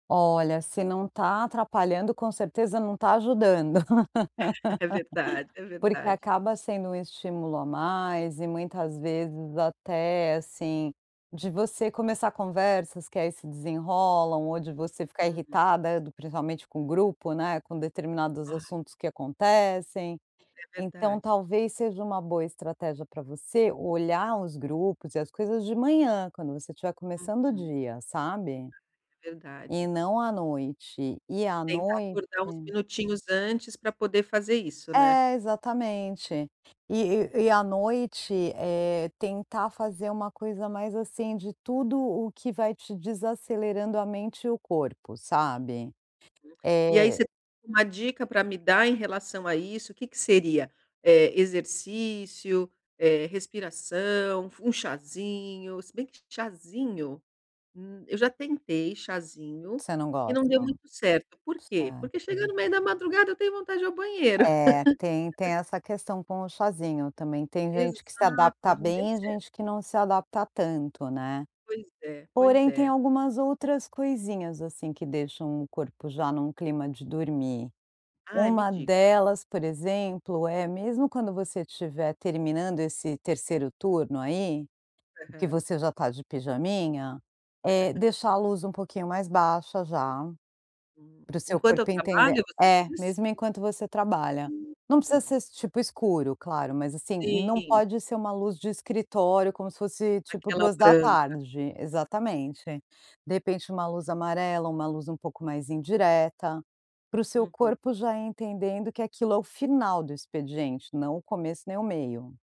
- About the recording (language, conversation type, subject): Portuguese, advice, Como é a sua rotina relaxante antes de dormir?
- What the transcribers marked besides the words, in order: chuckle; laugh; laugh; laugh; "ser" said as "ses"; other background noise